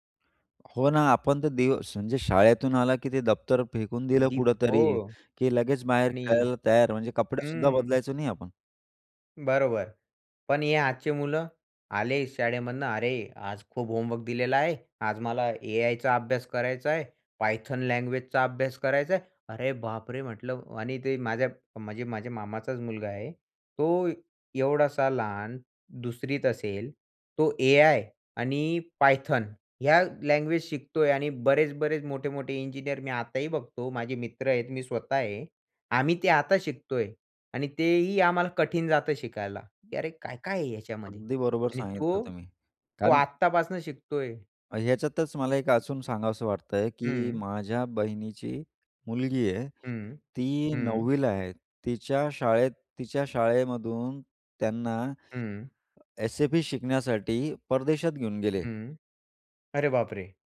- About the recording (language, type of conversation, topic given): Marathi, podcast, मुलांवरील माहितीचा मारा कमी करण्यासाठी तुम्ही कोणते उपाय सुचवाल?
- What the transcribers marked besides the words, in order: other background noise; "कुठेतरी" said as "कुढतरी"; unintelligible speech